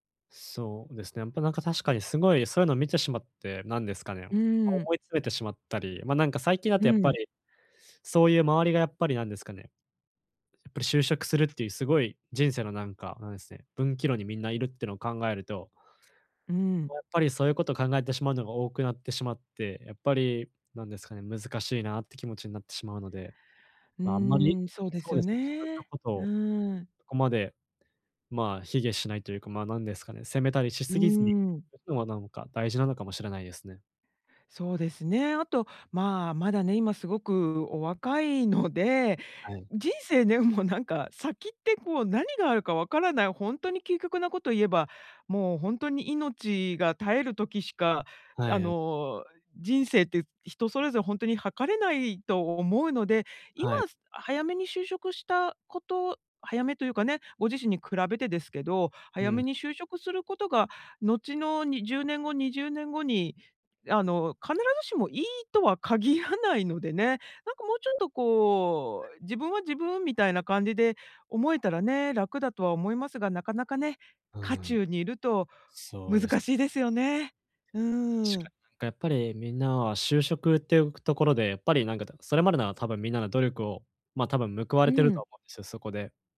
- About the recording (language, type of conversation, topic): Japanese, advice, 他人と比べても自己価値を見失わないためには、どうすればよいですか？
- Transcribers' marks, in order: laughing while speaking: "もうなんか"